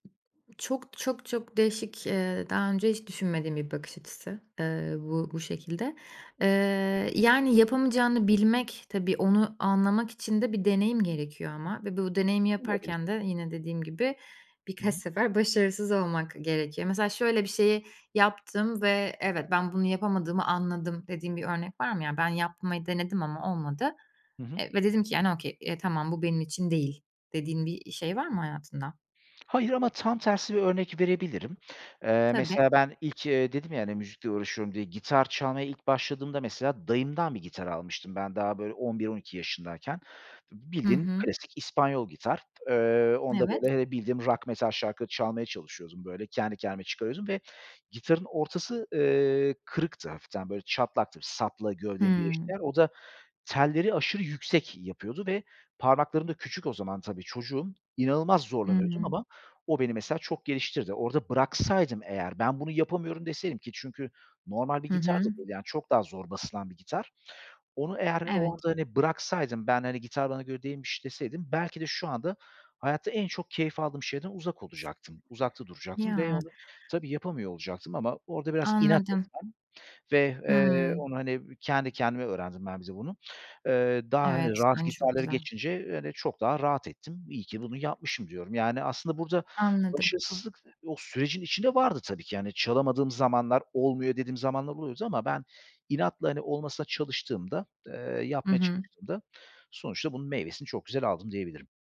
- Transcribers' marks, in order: tapping; other background noise; unintelligible speech
- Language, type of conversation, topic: Turkish, podcast, Başarısızlıkla karşılaştığında kendini nasıl motive ediyorsun?
- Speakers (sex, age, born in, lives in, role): female, 30-34, Turkey, Germany, host; male, 35-39, Turkey, Greece, guest